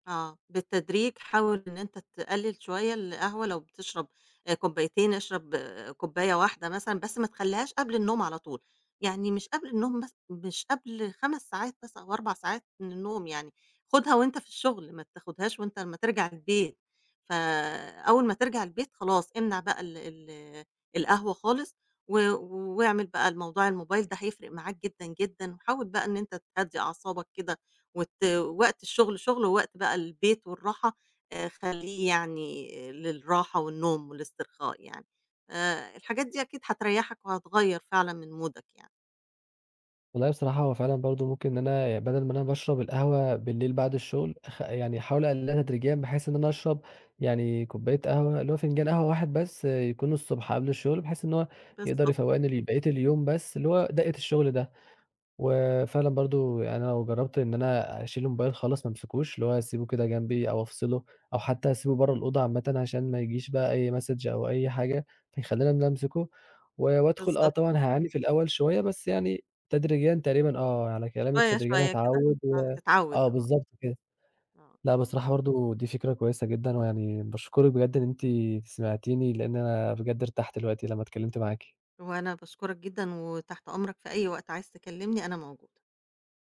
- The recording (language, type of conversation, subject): Arabic, advice, إزاي أقدر ألتزم بميعاد نوم وصحيان ثابت؟
- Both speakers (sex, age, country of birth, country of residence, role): female, 65-69, Egypt, Egypt, advisor; male, 20-24, Egypt, Egypt, user
- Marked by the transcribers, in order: in English: "مودك"; in English: "message"; tapping